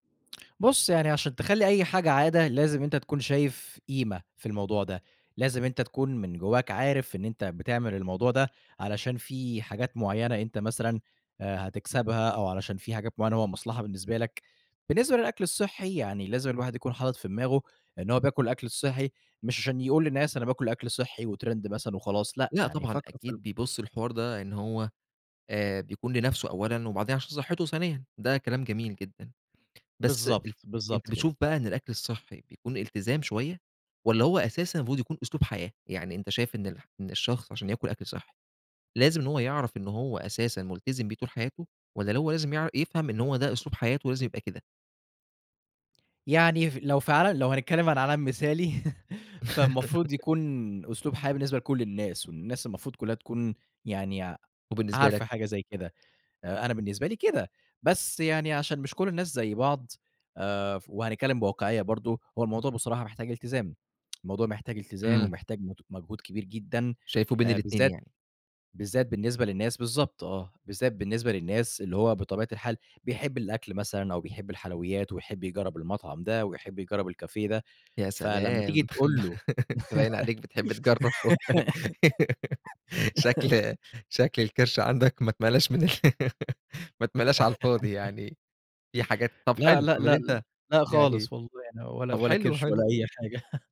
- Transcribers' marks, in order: in English: "وترند"; laugh; chuckle; tapping; laugh; laughing while speaking: "تجرّبه شكل شكل الكِرش عندك ما اتملاش من ال"; in French: "الكافيه"; laugh; giggle; laugh; chuckle
- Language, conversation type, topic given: Arabic, podcast, إزاي تخلي الأكل الصحي عادة مش عبء؟